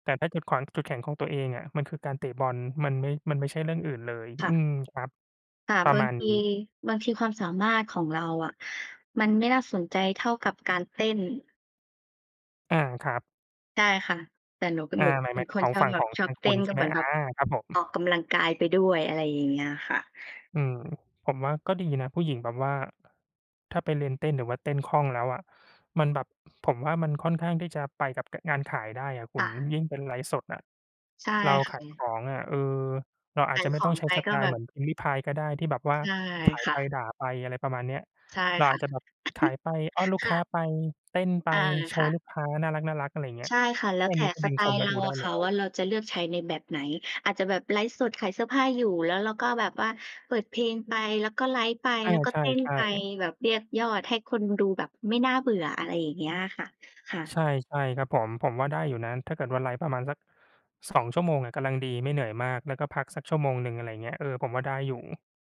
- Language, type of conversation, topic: Thai, unstructured, มีทักษะอะไรบ้างที่คนชอบอวด แต่จริงๆ แล้วทำไม่ค่อยได้?
- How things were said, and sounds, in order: throat clearing; chuckle; tapping